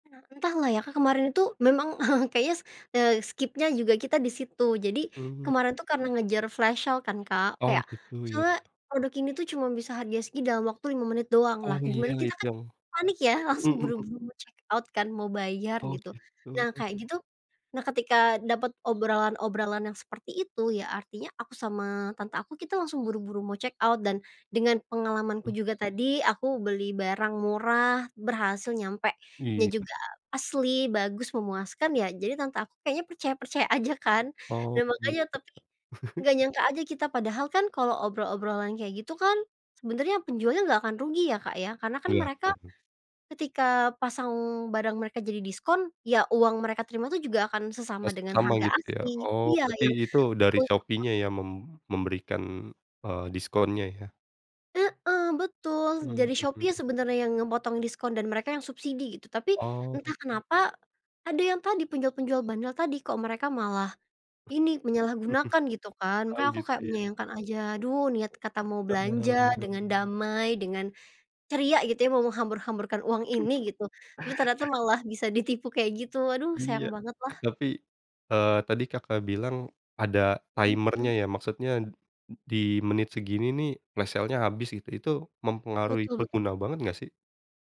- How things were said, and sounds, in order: chuckle; in English: "skip-nya"; in English: "flash sale"; tapping; in English: "check out"; bird; in English: "check out"; other background noise; chuckle; unintelligible speech; unintelligible speech; chuckle; chuckle; in English: "timer-nya"; in English: "flash sale-nya"
- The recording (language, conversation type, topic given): Indonesian, podcast, Apa pengalaman belanja daringmu yang paling berkesan?
- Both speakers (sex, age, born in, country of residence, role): female, 25-29, Indonesia, Indonesia, guest; male, 30-34, Indonesia, Indonesia, host